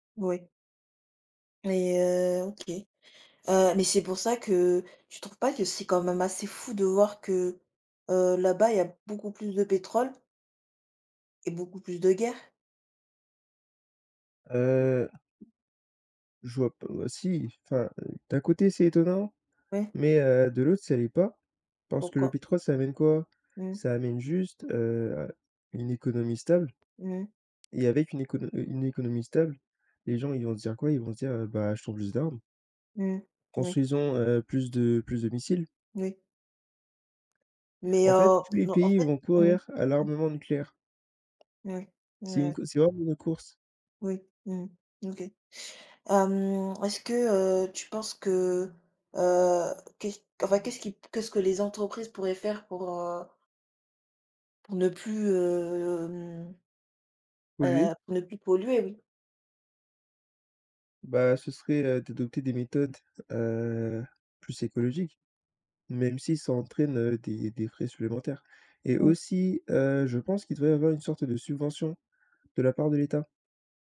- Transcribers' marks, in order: stressed: "fou"; tapping; stressed: "pas"; drawn out: "hem"
- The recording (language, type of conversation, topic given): French, unstructured, Pourquoi certaines entreprises refusent-elles de changer leurs pratiques polluantes ?